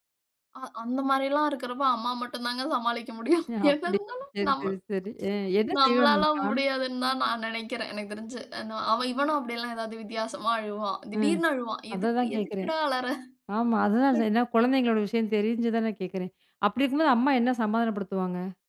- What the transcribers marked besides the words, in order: laughing while speaking: "முடியும். என்ன இருந்தாலும்"; other noise; snort; other background noise
- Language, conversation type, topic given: Tamil, podcast, குழந்தைகள் உள்ள வீட்டில் விஷயங்களை எப்படிக் கையாள்கிறீர்கள்?